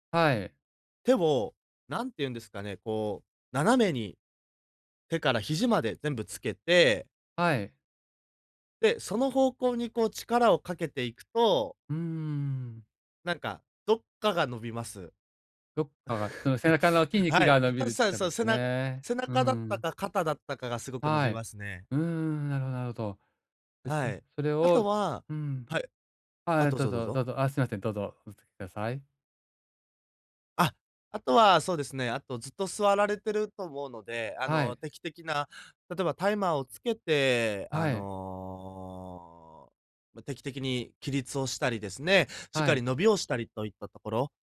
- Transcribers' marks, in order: laugh; drawn out: "あの"
- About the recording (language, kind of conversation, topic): Japanese, advice, 日常の合間に短時間でできて、すぐに緊張をほぐす方法を教えていただけますか？